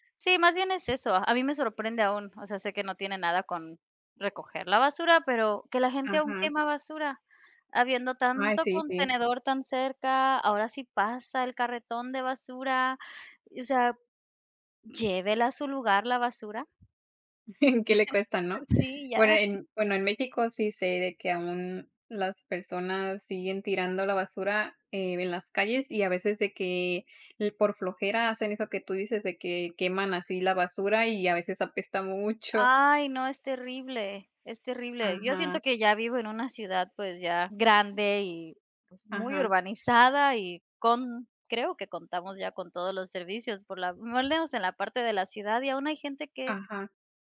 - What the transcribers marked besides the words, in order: tapping; chuckle; laughing while speaking: "Sí, ya"
- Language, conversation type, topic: Spanish, unstructured, ¿Qué opinas sobre la gente que no recoge la basura en la calle?